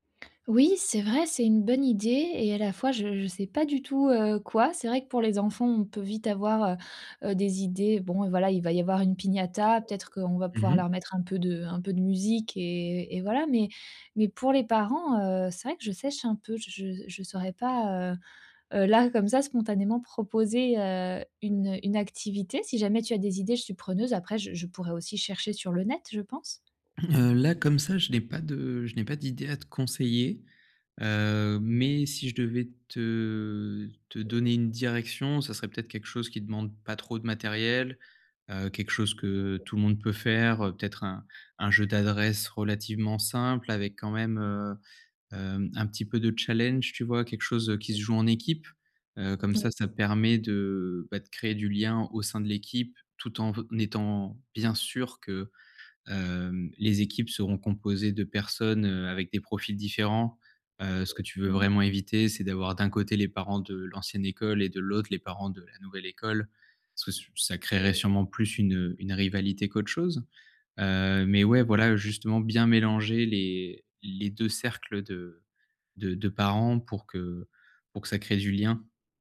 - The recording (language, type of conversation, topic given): French, advice, Comment faire pour que tout le monde se sente inclus lors d’une fête ?
- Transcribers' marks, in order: other noise; other background noise